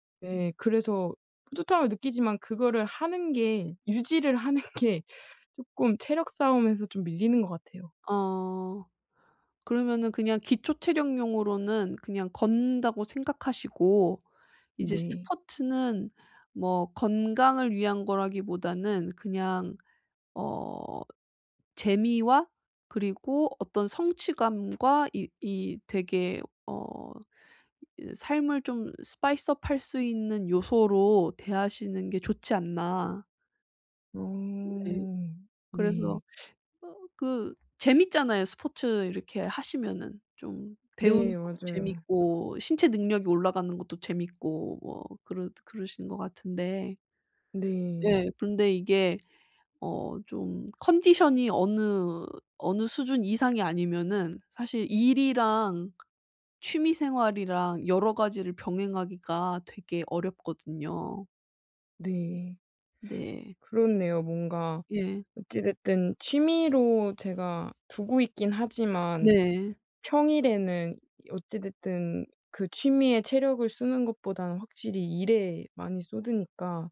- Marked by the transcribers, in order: laughing while speaking: "하는 게"; put-on voice: "스파이스업"; in English: "스파이스업"; other background noise
- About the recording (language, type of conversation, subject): Korean, advice, 시간 관리를 하면서 일과 취미를 어떻게 잘 병행할 수 있을까요?